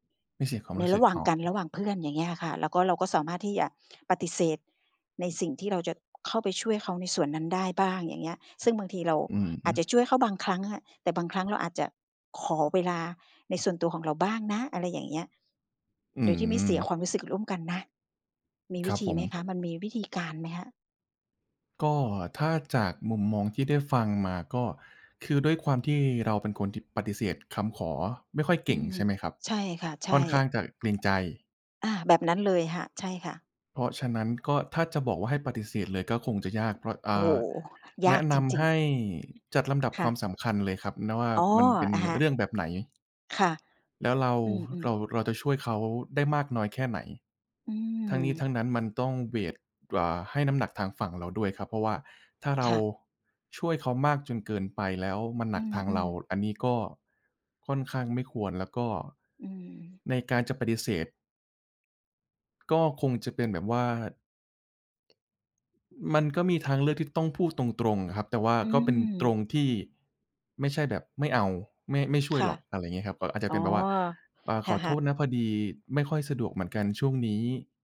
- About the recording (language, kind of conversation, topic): Thai, advice, คุณรู้สึกอย่างไรเมื่อปฏิเสธคำขอให้ช่วยเหลือจากคนที่ต้องการไม่ได้จนทำให้คุณเครียด?
- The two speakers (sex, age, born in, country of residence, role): female, 55-59, Thailand, Thailand, user; male, 25-29, Thailand, Thailand, advisor
- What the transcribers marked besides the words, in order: tapping; other background noise; in English: "เวต"